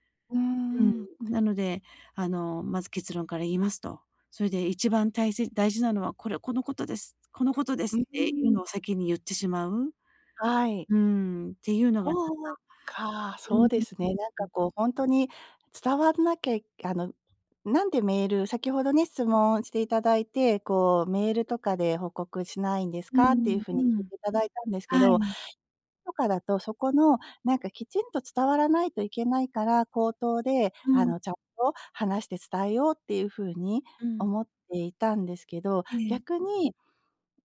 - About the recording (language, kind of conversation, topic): Japanese, advice, 短時間で要点を明確に伝えるにはどうすればよいですか？
- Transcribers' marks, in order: unintelligible speech